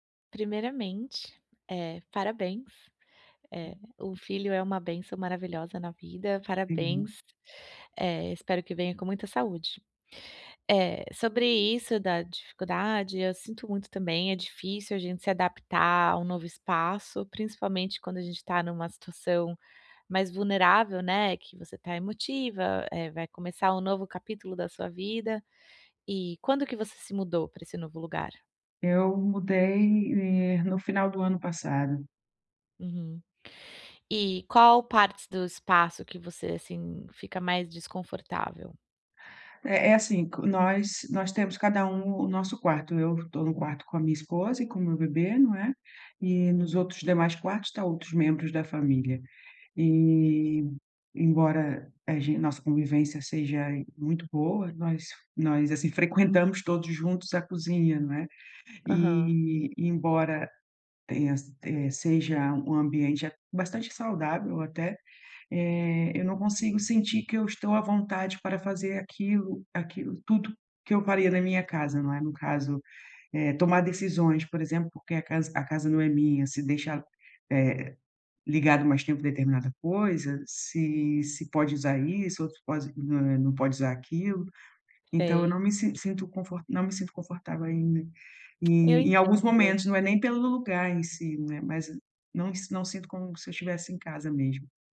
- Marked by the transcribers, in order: tapping
- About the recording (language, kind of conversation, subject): Portuguese, advice, Como posso me sentir em casa em um novo espaço depois de me mudar?